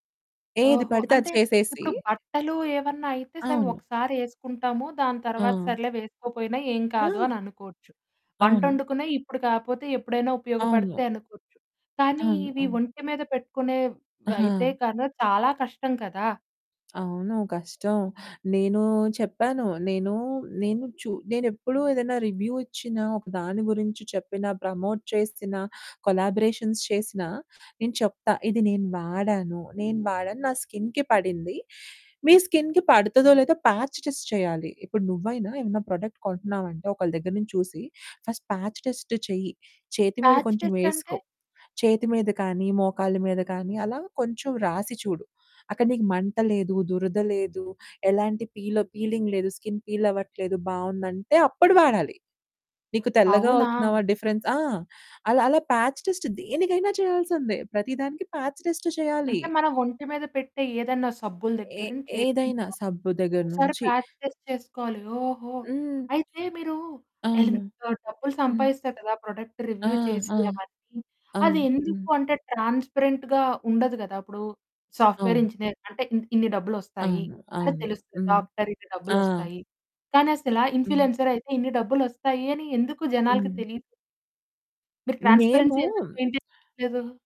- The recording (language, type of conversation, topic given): Telugu, podcast, ఇన్ఫ్లుఎన్సర్‌లు డబ్బు ఎలా సంపాదిస్తారు?
- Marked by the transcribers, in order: other background noise; in English: "రివ్యూ"; in English: "ప్రమోట్"; in English: "కొలాబరేషన్స్"; in English: "స్కిన్‌కి"; in English: "స్కిన్‌కి"; in English: "ప్యాచ్ టెస్ట్"; in English: "ప్రొడక్ట్"; in English: "ఫస్ట్ ప్యాచ్ టెస్ట్"; in English: "ప్యాచ్"; in English: "పీలింగ్"; in English: "స్కిన్"; in English: "డిఫరెన్స్"; in English: "ప్యాచ్ టెస్ట్"; in English: "ప్యాచ్"; distorted speech; in English: "ప్యాచ్ టెస్ట్"; in English: "సో"; in English: "ప్రొడక్ట్ రివ్యూ"; in English: "సాఫ్ట్‌వేర్ ఇంజనీర్"; in English: "ట్రాన్స్‌పరెన్సీ"; in English: "మెయింటెయిన్"